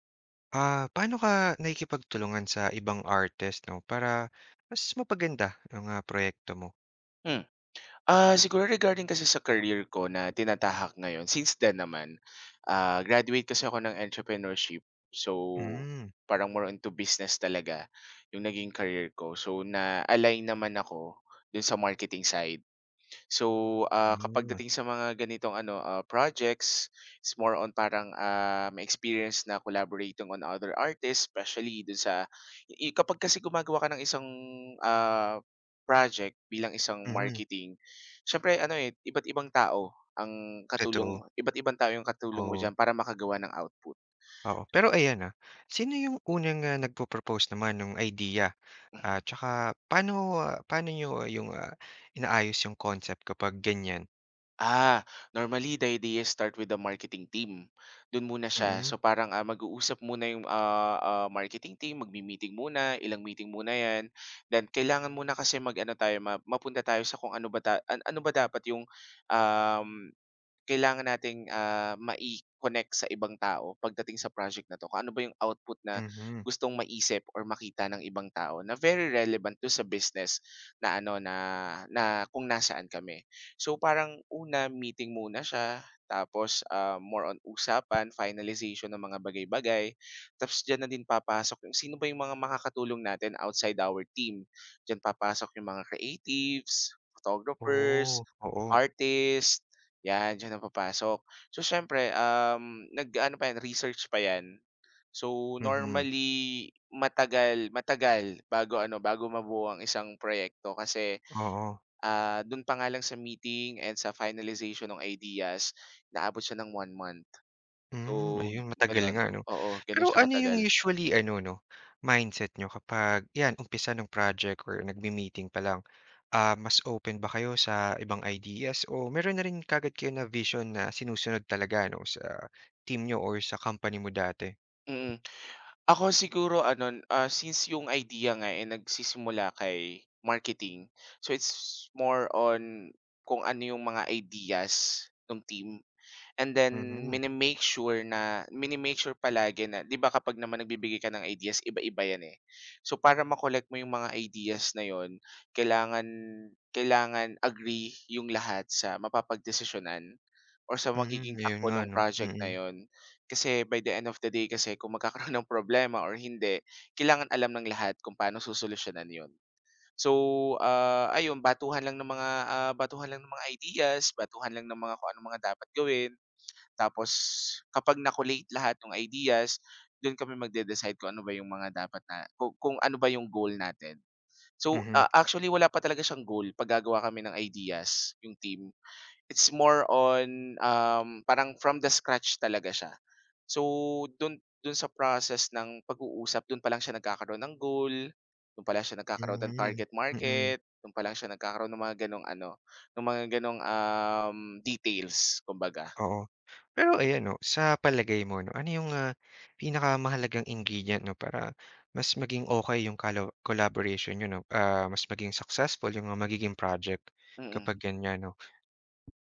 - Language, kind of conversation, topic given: Filipino, podcast, Paano ka nakikipagtulungan sa ibang alagad ng sining para mas mapaganda ang proyekto?
- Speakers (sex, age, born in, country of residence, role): male, 25-29, Philippines, Philippines, guest; male, 30-34, Philippines, Philippines, host
- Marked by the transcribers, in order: other background noise; in English: "more on to business"; in English: "normally the idea start with the marketing team"; tapping